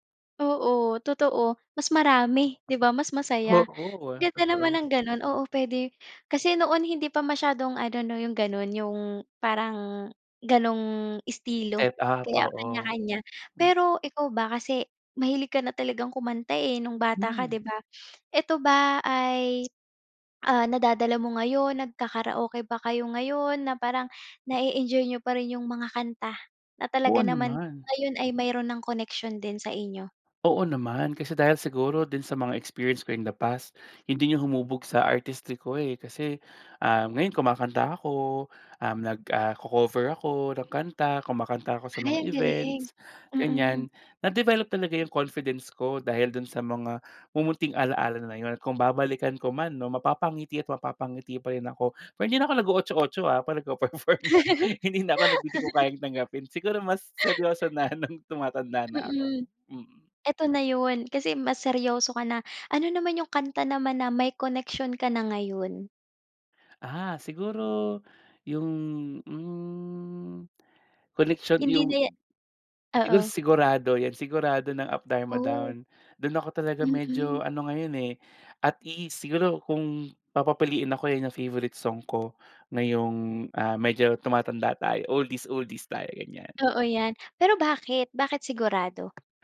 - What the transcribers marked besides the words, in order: other background noise; tapping; gasp; in English: "experience ko in the past"; laughing while speaking: "nagpe-perform. Hindi na ako nag … na, nung tumatanda"; fan; in English: "at ease"
- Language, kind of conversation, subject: Filipino, podcast, May kanta ka bang may koneksyon sa isang mahalagang alaala?